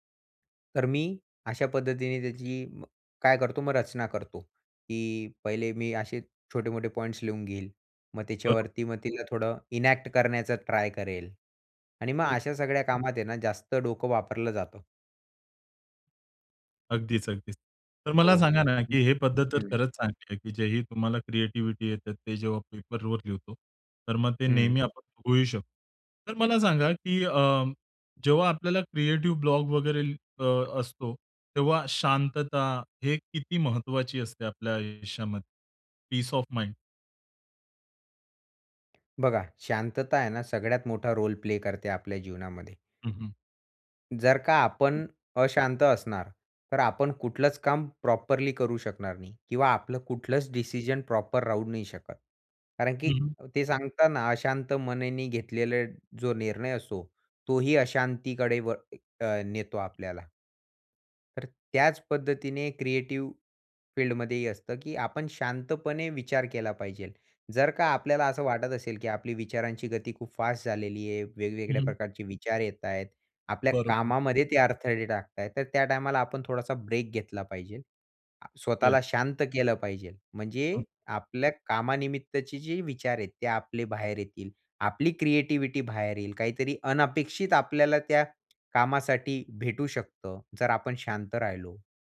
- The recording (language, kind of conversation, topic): Marathi, podcast, सर्जनशील अडथळा आला तर तुम्ही सुरुवात कशी करता?
- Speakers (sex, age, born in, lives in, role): male, 20-24, India, India, guest; male, 30-34, India, India, host
- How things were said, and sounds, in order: in English: "इनॅक्ट"; other background noise; in English: "क्रिएटिव्ह ब्लॉग"; in English: "पीस ऑफ माईंड?"; in English: "रोल"; in English: "प्रॉपरली"; in English: "प्रॉपर"; tapping; unintelligible speech